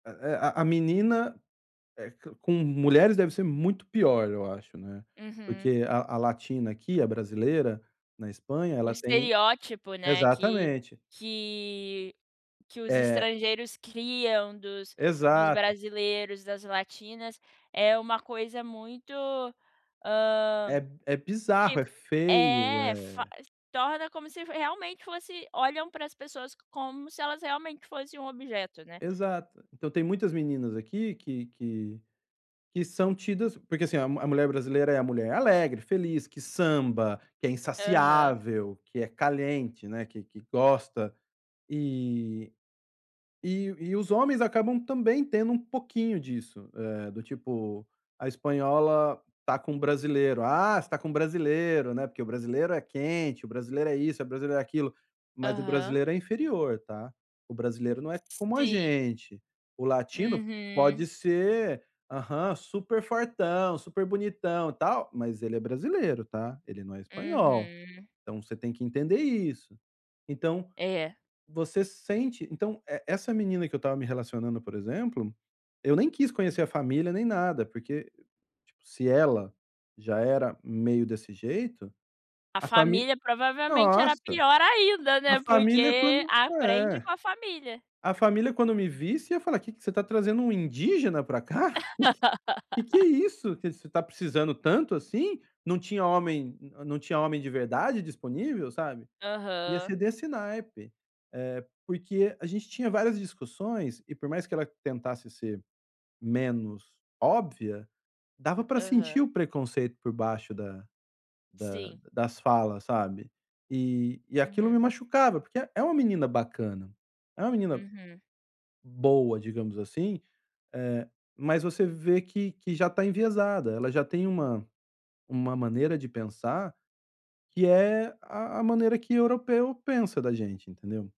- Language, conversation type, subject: Portuguese, advice, Como posso conciliar um relacionamento com valores fundamentais diferentes?
- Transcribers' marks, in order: laugh; chuckle